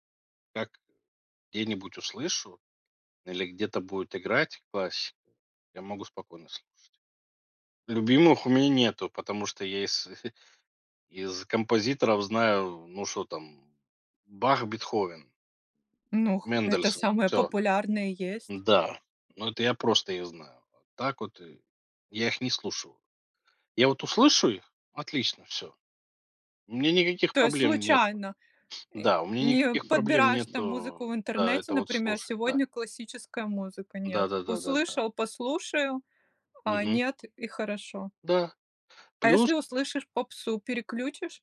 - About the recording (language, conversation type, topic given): Russian, podcast, Что повлияло на твой музыкальный вкус в детстве?
- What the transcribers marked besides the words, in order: chuckle; other background noise